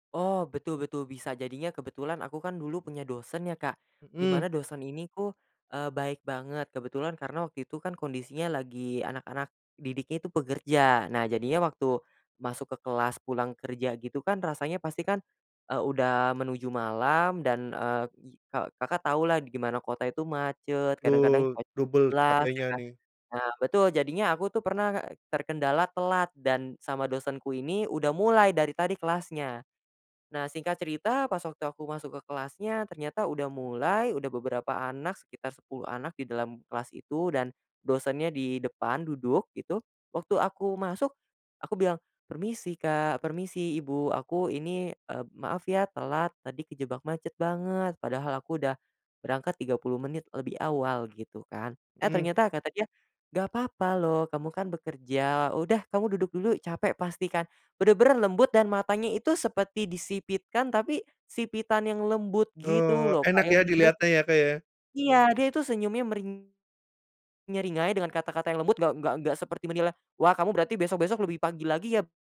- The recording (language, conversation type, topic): Indonesian, podcast, Apa makna tatapan mata dalam percakapan sehari-hari?
- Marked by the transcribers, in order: unintelligible speech